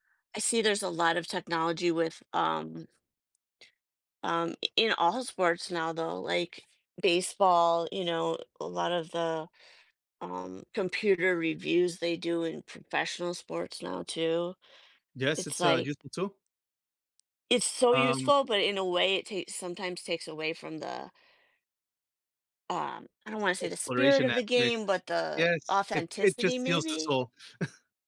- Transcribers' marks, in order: other background noise; tapping; chuckle
- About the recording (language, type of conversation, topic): English, unstructured, How has technology changed the way you enjoy your favorite activities?
- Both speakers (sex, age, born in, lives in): female, 50-54, United States, United States; male, 35-39, United States, United States